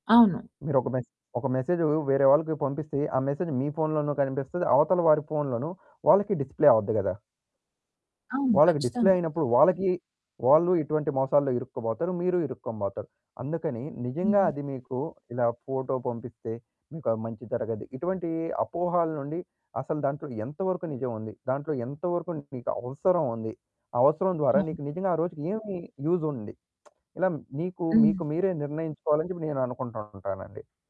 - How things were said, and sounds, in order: in English: "డిస్‌ప్లే"; in English: "డిస్‌ప్లే"; other background noise; in English: "యూజ్"; lip smack
- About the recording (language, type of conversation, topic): Telugu, podcast, మీకు నిజంగా ఏ సమాచారం అవసరమో మీరు ఎలా నిర్ణయిస్తారు?